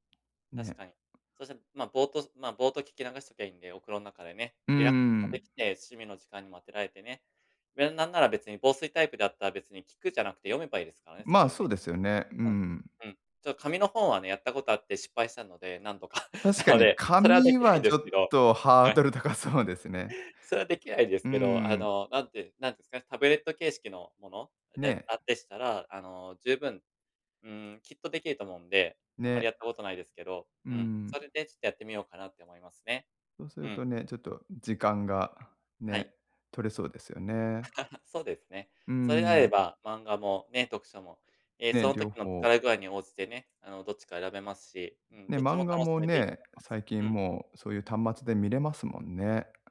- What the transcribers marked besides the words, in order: laughing while speaking: "なので、それはできないんですけど"; laugh
- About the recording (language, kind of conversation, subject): Japanese, advice, 仕事や家事で忙しくて趣味の時間が取れないとき、どうすれば時間を確保できますか？